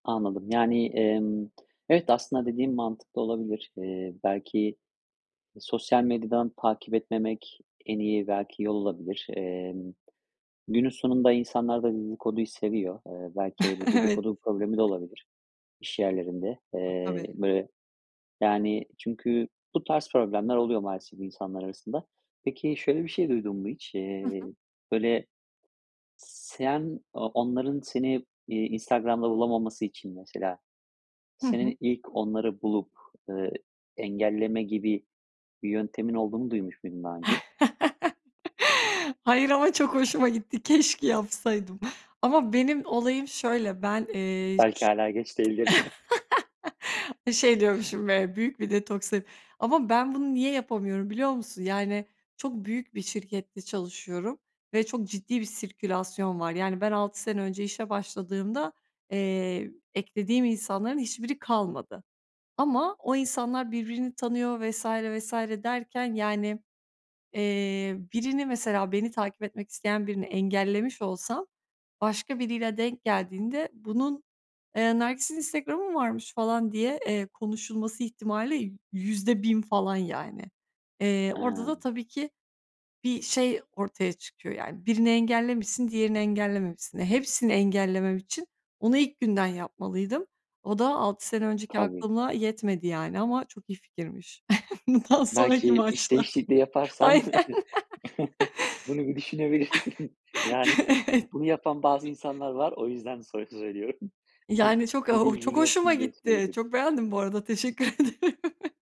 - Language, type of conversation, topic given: Turkish, podcast, İş stresini ev hayatından nasıl ayırıyorsun?
- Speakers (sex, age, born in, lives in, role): female, 30-34, Turkey, Bulgaria, guest; male, 35-39, Turkey, Spain, host
- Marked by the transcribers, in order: other background noise; laughing while speaking: "Evet"; laugh; tsk; chuckle; chuckle; chuckle; laughing while speaking: "Bundan sonraki maçlara, aynen. Evet"; laughing while speaking: "düşünebilirsin"; chuckle; chuckle; laughing while speaking: "teşekkür ederim"